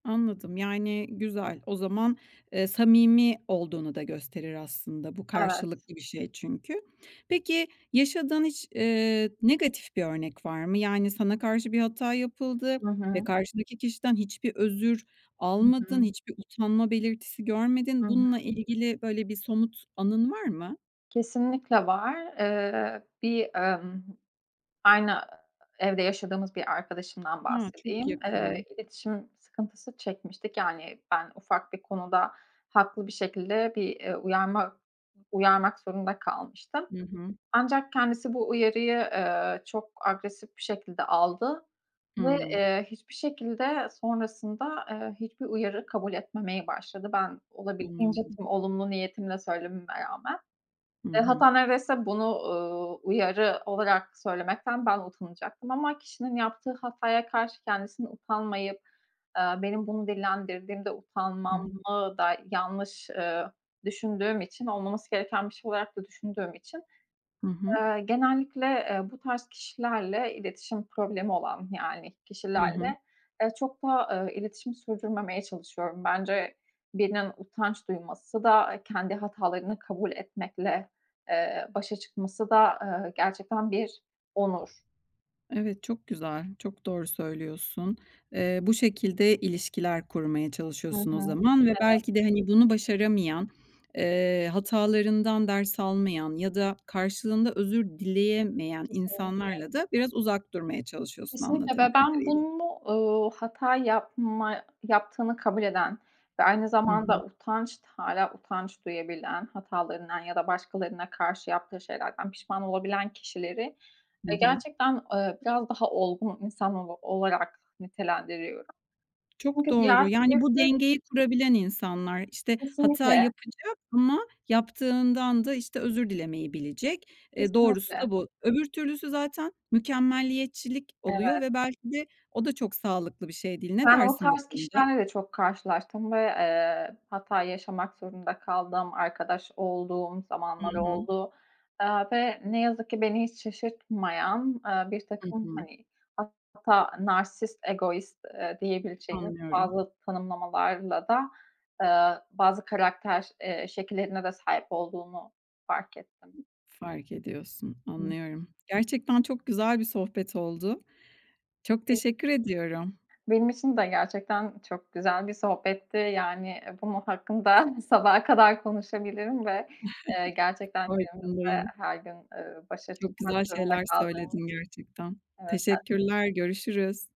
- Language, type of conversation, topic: Turkish, podcast, Hata yapmaktan utanma duygusuyla nasıl başa çıkabiliriz?
- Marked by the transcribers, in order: other background noise; tapping; unintelligible speech; unintelligible speech; laughing while speaking: "hakkında"; chuckle; unintelligible speech